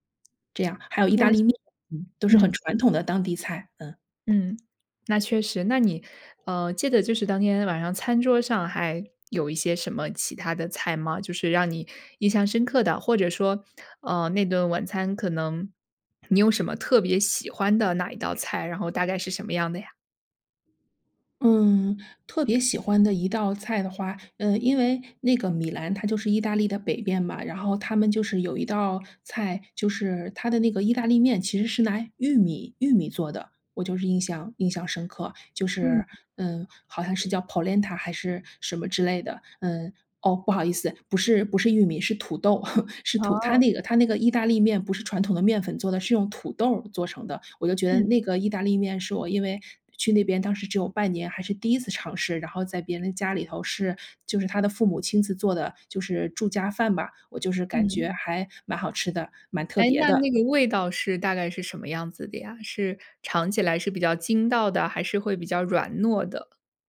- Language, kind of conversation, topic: Chinese, podcast, 你能讲讲一次与当地家庭共进晚餐的经历吗？
- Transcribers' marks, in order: other background noise; in Italian: "Polenta"; chuckle